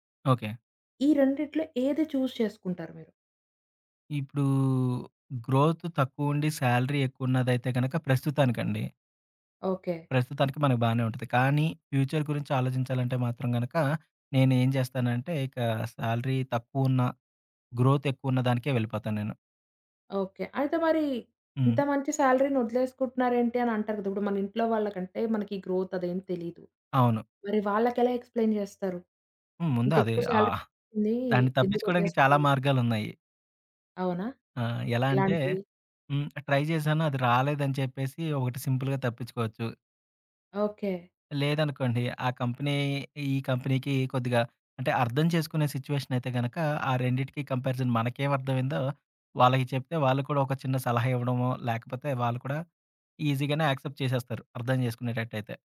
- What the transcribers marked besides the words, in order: in English: "చూస్"; drawn out: "ఇప్పుడూ"; in English: "గ్రోత్"; in English: "సాలరీ"; in English: "ఫ్యూచర్"; in English: "సాలరీ"; tapping; in English: "గ్రోత్"; in English: "సాలరీ‌ని"; in English: "గ్రోత్"; in English: "ఎక్స్‌ప్లెయిన్"; in English: "సాలరీ"; in English: "ట్రై"; in English: "సింపుల్‌గా"; in English: "కంపెనీ"; in English: "కంపెనీ‌కి"; in English: "సిచ్యువేషన్"; in English: "కంపారిజన్"; in English: "ఈజీగానే యాక్సెప్ట్"
- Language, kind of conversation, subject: Telugu, podcast, రెండు ఆఫర్లలో ఒకదాన్నే ఎంపిక చేయాల్సి వస్తే ఎలా నిర్ణయం తీసుకుంటారు?